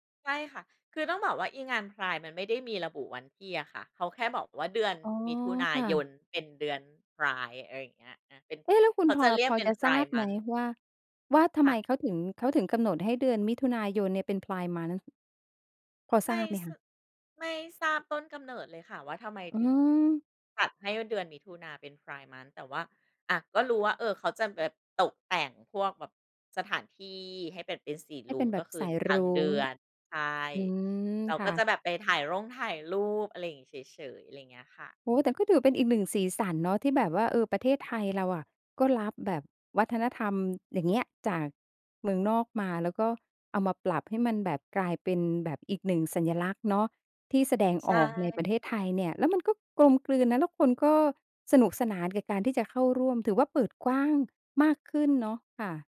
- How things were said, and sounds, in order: other background noise
- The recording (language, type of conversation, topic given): Thai, podcast, พาเหรดหรือกิจกรรมไพรด์มีความหมายอย่างไรสำหรับคุณ?